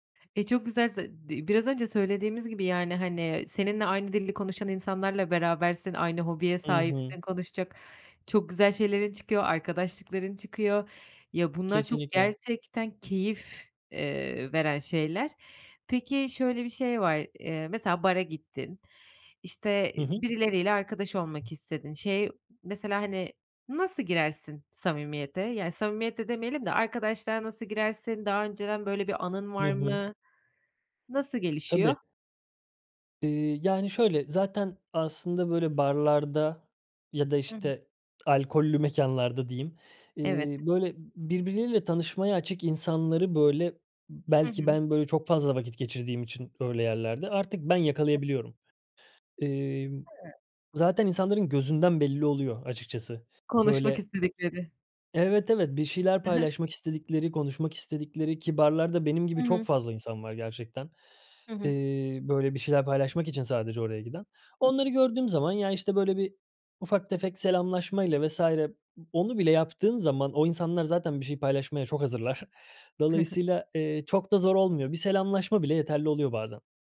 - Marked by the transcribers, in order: other background noise; tapping; other noise; laughing while speaking: "hazırlar"
- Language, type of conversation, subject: Turkish, podcast, Küçük adımlarla sosyal hayatımızı nasıl canlandırabiliriz?
- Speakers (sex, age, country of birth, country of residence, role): female, 30-34, Turkey, Netherlands, host; male, 30-34, Turkey, Sweden, guest